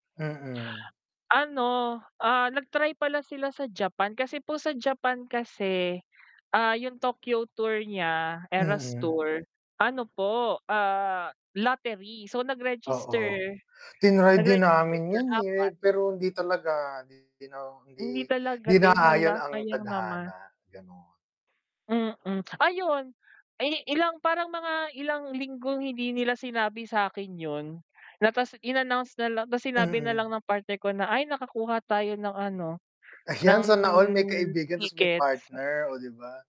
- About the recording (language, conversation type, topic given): Filipino, unstructured, Ano ang pinakanatatandaan mong konsiyerto o palabas na napuntahan mo?
- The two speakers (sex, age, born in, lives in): male, 25-29, Philippines, Philippines; male, 35-39, Philippines, Philippines
- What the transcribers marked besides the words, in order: static; other background noise; distorted speech; laughing while speaking: "Ayan"